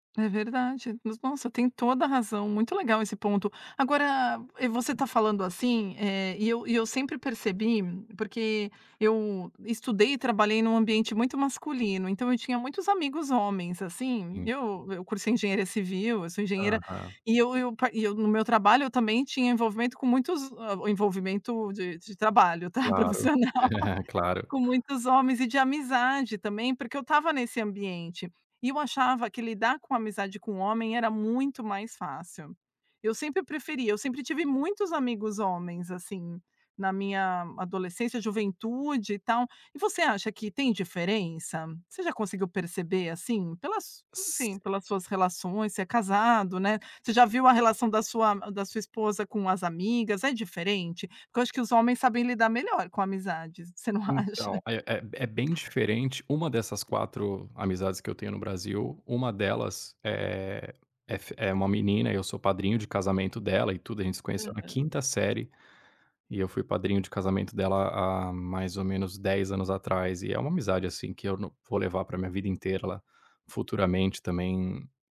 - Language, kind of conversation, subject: Portuguese, podcast, Como você diferencia amizades online de amizades presenciais?
- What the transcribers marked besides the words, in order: chuckle; laugh; laughing while speaking: "acha?"